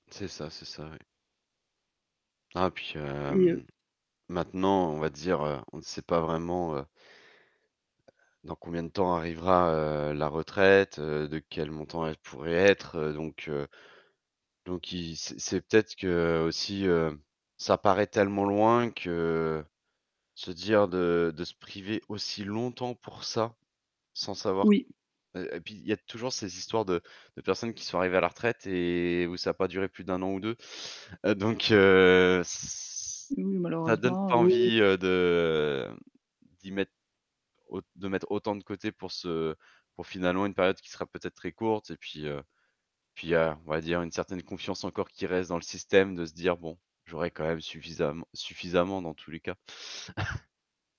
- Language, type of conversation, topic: French, podcast, Préférez-vous épargner pour demain ou dépenser pour aujourd’hui ?
- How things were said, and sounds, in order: static; tapping; drawn out: "de"; distorted speech; chuckle